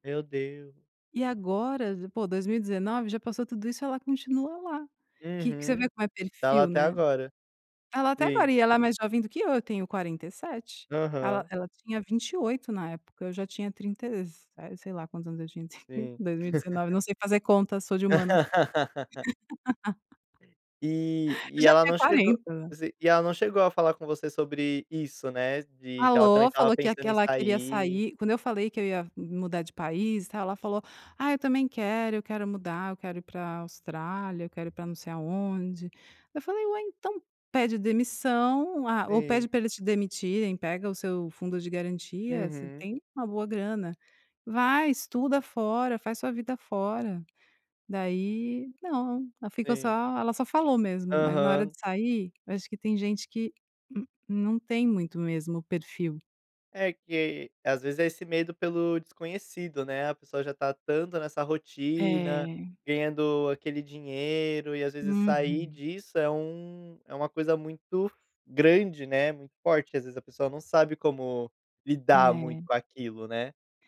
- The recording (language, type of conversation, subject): Portuguese, podcast, Como você se convence a sair da zona de conforto?
- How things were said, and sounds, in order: laugh; chuckle; laugh; other background noise; laugh; tapping